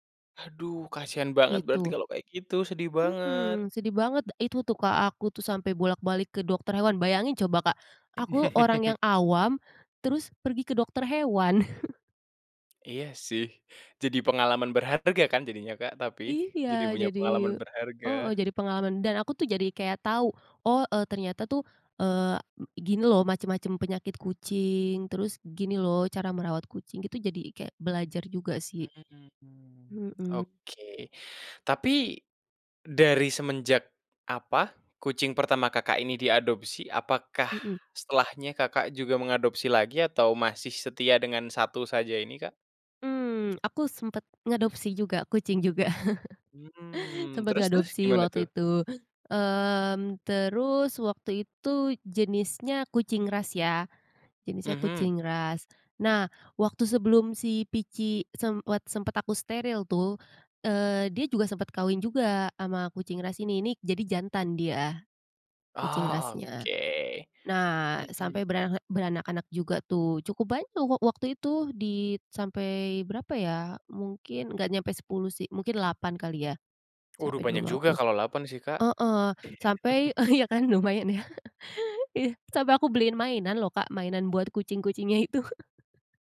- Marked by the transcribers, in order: sad: "banget berarti kalau kayak gitu"; chuckle; tapping; chuckle; chuckle; laughing while speaking: "iya kan, lumayan ya. Iya"; chuckle; laughing while speaking: "kucing-kucingnya itu"; chuckle
- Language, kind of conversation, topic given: Indonesian, podcast, Apa kenangan terbaikmu saat memelihara hewan peliharaan pertamamu?